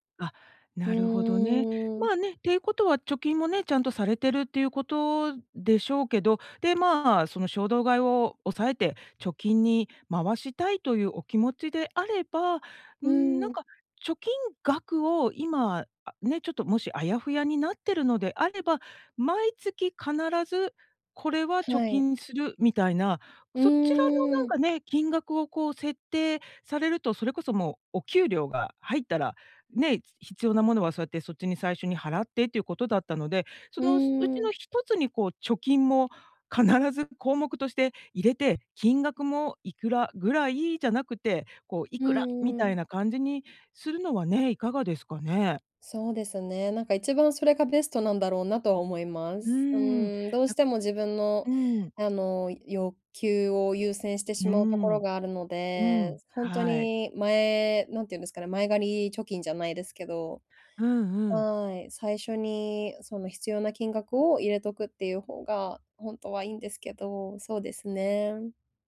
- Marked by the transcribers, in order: none
- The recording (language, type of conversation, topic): Japanese, advice, 衝動買いを抑えるために、日常でできる工夫は何ですか？